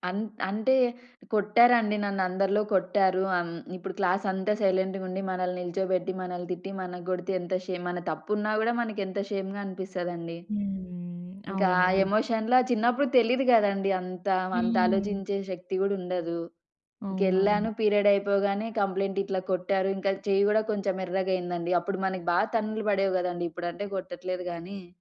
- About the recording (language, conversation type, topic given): Telugu, podcast, ఒకరిపై ఫిర్యాదు చేయాల్సి వచ్చినప్పుడు మీరు ఎలా ప్రారంభిస్తారు?
- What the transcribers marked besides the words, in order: in English: "షేమ్"; in English: "షేమ్‌గా"; in English: "ఎమోషన్‌లో"; in English: "పీరియడ్"; in English: "కంప్లెయింట్"